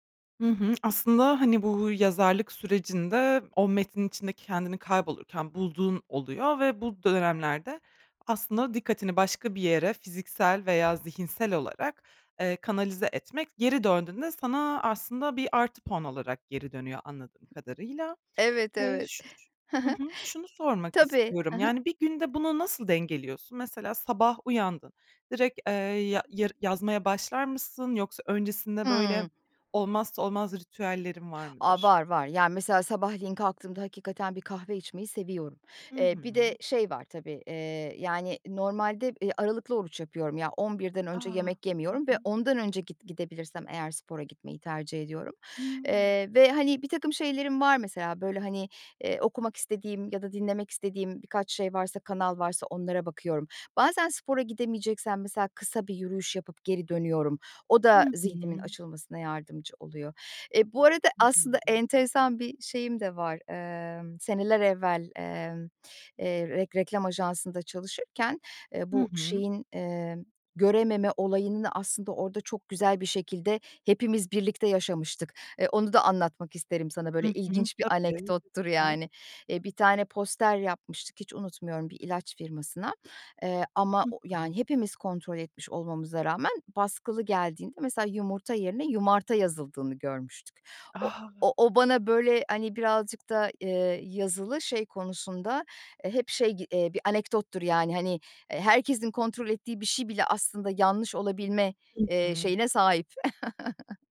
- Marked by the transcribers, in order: other background noise; chuckle
- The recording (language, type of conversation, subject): Turkish, podcast, Günlük rutin yaratıcılığı nasıl etkiler?